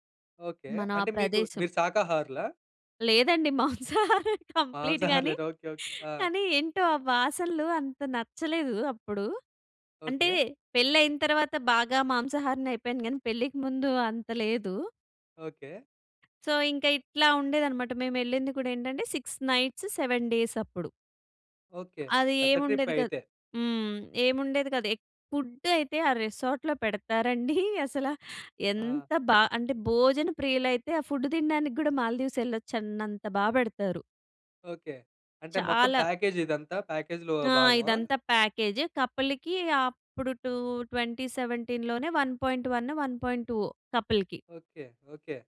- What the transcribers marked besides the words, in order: laughing while speaking: "మాంసాహారం కంప్లీట్ గానే కానీ"; in English: "కంప్లీట్"; in English: "సో"; in English: "సిక్స్ నైట్స్, సెవెన్ డేస్"; in English: "ట్రిప్పే"; in English: "ఫుడ్"; in English: "రిసార్ట్‌లో"; in English: "ఫుడ్"; in English: "ప్యాకేజ్‌లో"; in English: "ప్యాకేజ్. కపుల్‌కి"; in English: "టూ ట్వంటీ సెవెంటీన్"; in English: "వన్ పాయింట్ వన్ వన్ పాయింట్ టూవో కపుల్‌కి"
- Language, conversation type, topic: Telugu, podcast, మీ ప్రయాణంలో నేర్చుకున్న ఒక ప్రాముఖ్యమైన పాఠం ఏది?